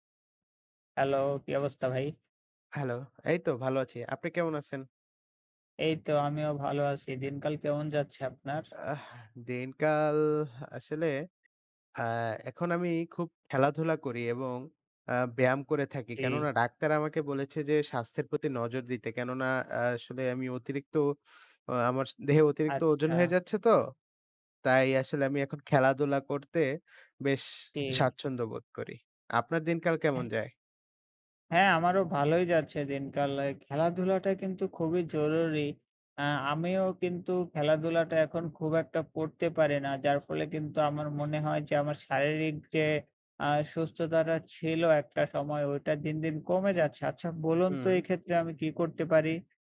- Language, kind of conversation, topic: Bengali, unstructured, খেলাধুলা করা মানসিক চাপ কমাতে সাহায্য করে কিভাবে?
- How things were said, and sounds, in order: tapping; drawn out: "দিনকাল"; other background noise